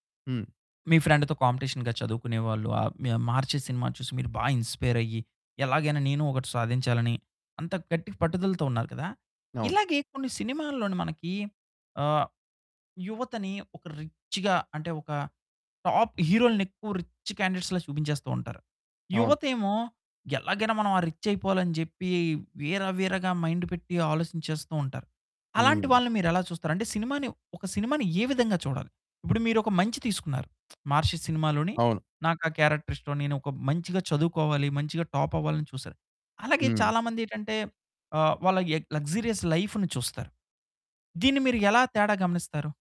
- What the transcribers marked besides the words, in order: in English: "ఫ్రెండ్‌తో కాంపిటీషన్‌గా"; in English: "ఇన్‌స్పైర్"; in English: "రిచ్చ్‌గా"; in English: "టాప్"; in English: "రిచ్చ్ క్యాండిడేట్స్‌లా"; in English: "రిచ్"; in English: "మైండ్"; lip smack; in English: "క్యారెక్టర్"; in English: "టాప్"; in English: "లక్సూరియస్ లైఫ్‌ని"
- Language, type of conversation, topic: Telugu, podcast, ప్రముఖ మాధ్యమాల్లో వచ్చే కథల ప్రభావంతో మన నిజ జీవిత అంచనాలు మారుతున్నాయా?